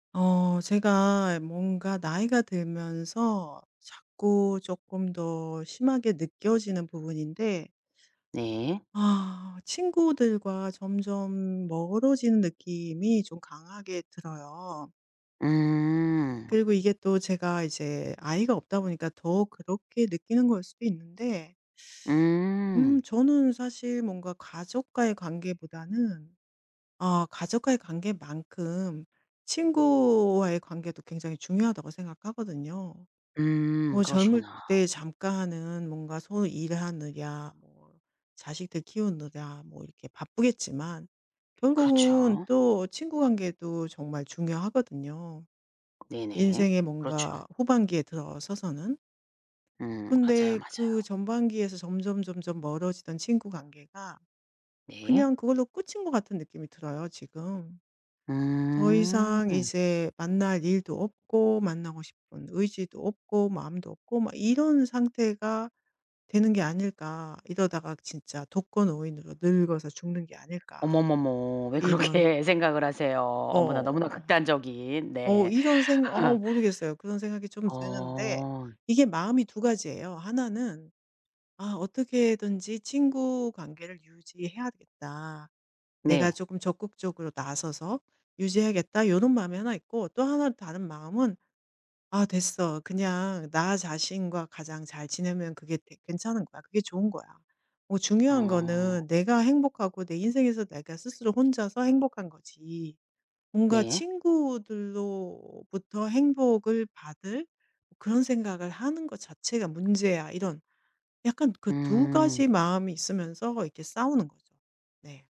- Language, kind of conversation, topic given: Korean, advice, 친구들과 점점 멀어지는 느낌이 드는 이유는 무엇인가요?
- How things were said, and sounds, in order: tapping; other background noise; laughing while speaking: "그렇게"; laugh